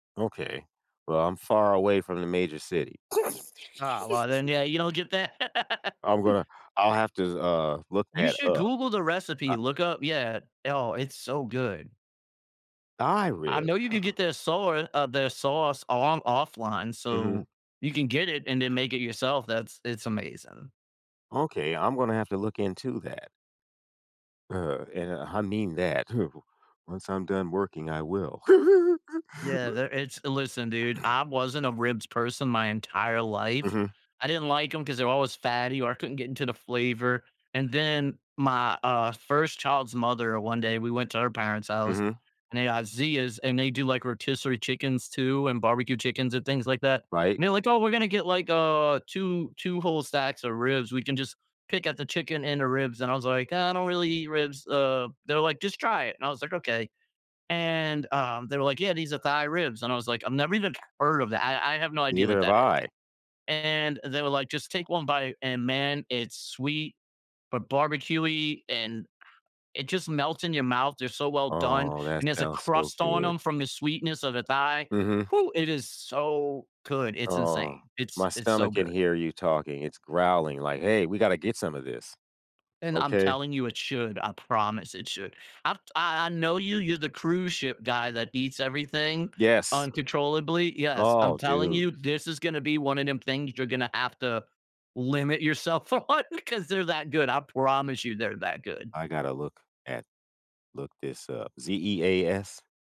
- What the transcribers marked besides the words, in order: chuckle; laugh; chuckle; giggle; throat clearing; other background noise; other noise; drawn out: "Oh"; laughing while speaking: "on"
- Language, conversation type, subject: English, unstructured, How can I let my hobbies sneak into ordinary afternoons?
- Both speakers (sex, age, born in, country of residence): male, 35-39, United States, United States; male, 60-64, United States, United States